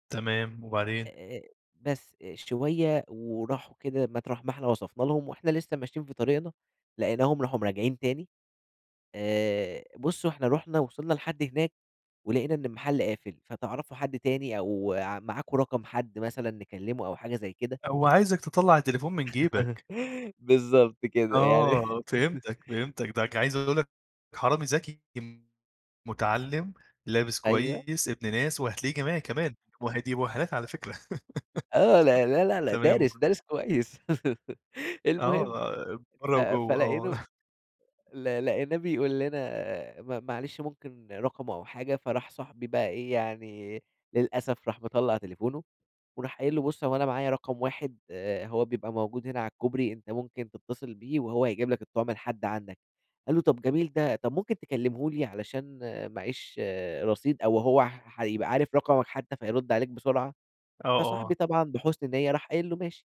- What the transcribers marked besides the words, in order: tapping; laugh; chuckle; laugh; chuckle
- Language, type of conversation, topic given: Arabic, podcast, تحكيلي عن مرة ضاع منك تليفونك أو أي حاجة مهمة؟